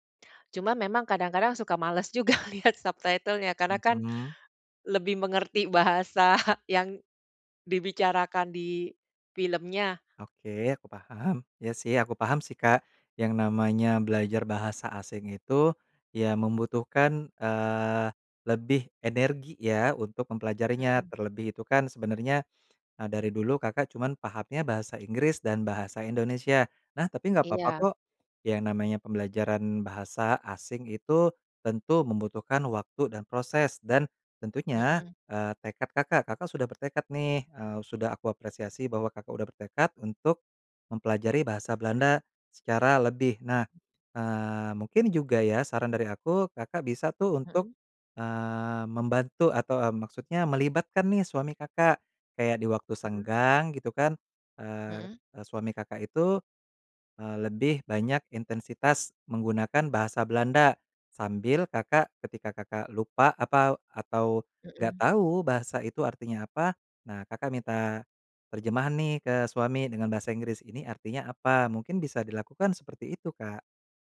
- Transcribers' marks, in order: laughing while speaking: "juga lihat"; in English: "subtitle-nya"; laughing while speaking: "bahasa"; other background noise
- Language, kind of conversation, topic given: Indonesian, advice, Kendala bahasa apa yang paling sering menghambat kegiatan sehari-hari Anda?